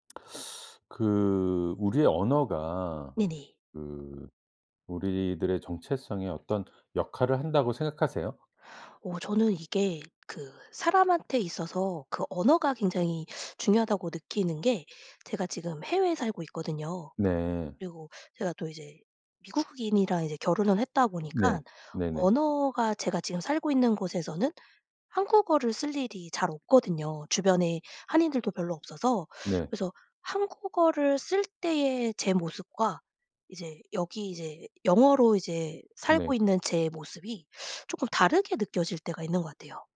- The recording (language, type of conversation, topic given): Korean, podcast, 언어가 정체성에 어떤 역할을 한다고 생각하시나요?
- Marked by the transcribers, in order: tapping